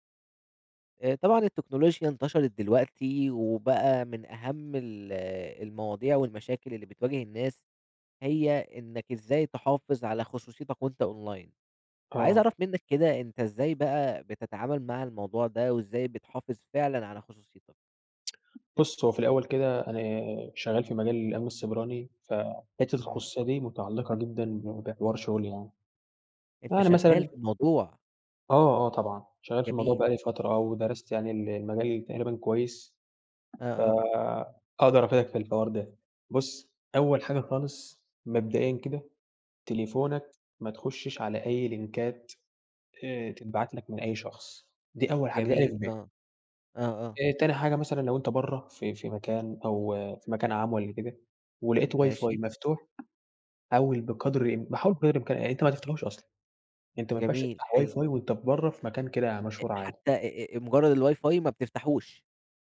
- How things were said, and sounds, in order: in English: "أونلاين"; tapping; in English: "لينكات"; in English: "واي فاي"; in English: "واي فاي"; in English: "الواي فاي"
- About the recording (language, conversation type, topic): Arabic, podcast, ازاي بتحافظ على خصوصيتك على الإنترنت من وجهة نظرك؟